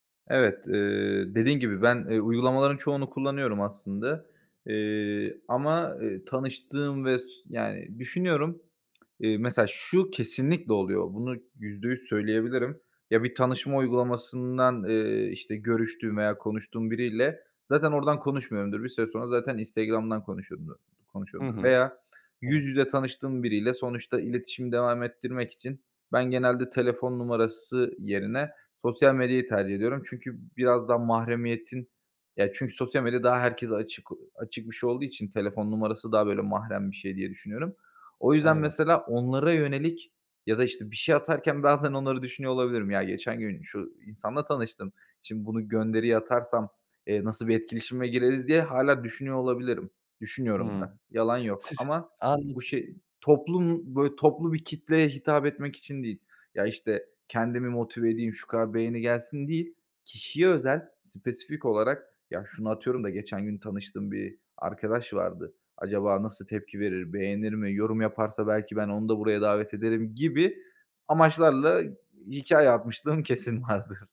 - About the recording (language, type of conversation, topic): Turkish, podcast, Sosyal medyada gösterdiğin imaj ile gerçekteki sen arasında fark var mı?
- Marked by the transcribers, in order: laughing while speaking: "vardır"